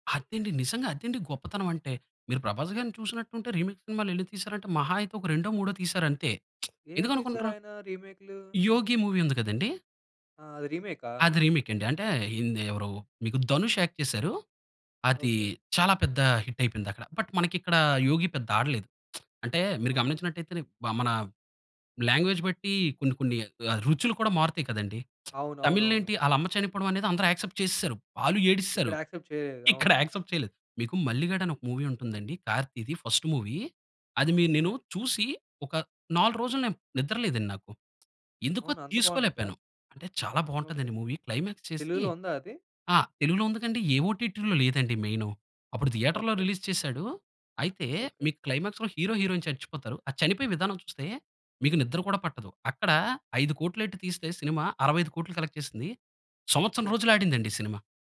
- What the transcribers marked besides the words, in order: in English: "రీమేక్"; lip smack; in English: "రీమేక్"; in English: "యాక్ట్"; in English: "హిట్"; in English: "బట్"; lip smack; in English: "లాంగ్‌వేజ్"; lip smack; in English: "యాక్సెప్ట్"; in English: "యాక్సెప్ట్"; laughing while speaking: "ఇక్కడ యాక్సెప్ట్ చేయలేదు"; in English: "యాక్సెప్ట్"; in English: "మూవీ"; in English: "ఫస్ట్ మూవీ"; in English: "మూవీ. క్లైమాక్స్"; in English: "ఒటిటిలో"; in English: "థియేటర్‌లో రిలీజ్"; in English: "క్లైమాక్స్‌లో హీరో, హీరోయిన్"; in English: "కలెక్ట్"
- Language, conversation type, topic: Telugu, podcast, సినిమా రీమేక్స్ అవసరమా లేక అసలే మేలేనా?